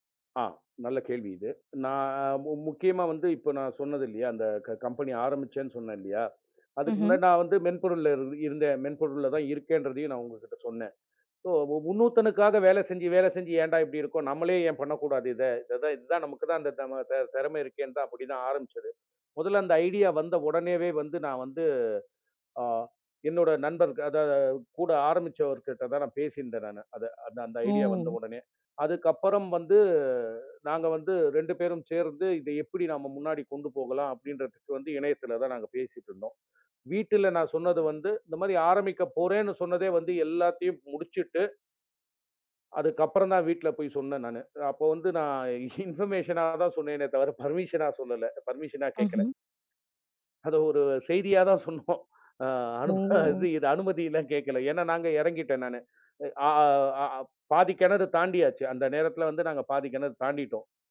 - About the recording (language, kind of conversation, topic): Tamil, podcast, ஒரு யோசனை தோன்றியவுடன் அதை பிடித்து வைத்துக்கொள்ள நீங்கள் என்ன செய்கிறீர்கள்?
- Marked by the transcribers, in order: "இன்னொருத்துனுக்காக" said as "உன்னொருத்துனுக்காக"; in English: "ஐடியா"; in English: "ஐடியா"; drawn out: "ஓ"; laughing while speaking: "நான் இன்ஃபர்மேஷன் தான் சொன்னேனே தவிர பர்மிஷனா சொல்லல"; in English: "இன்ஃபர்மேஷன்"; in English: "பர்மிஷனா"; in English: "பர்மிஷனா"; laughing while speaking: "சொன்னோம். அ அது அனுமதிலாம் கேக்கல"; drawn out: "ஓ"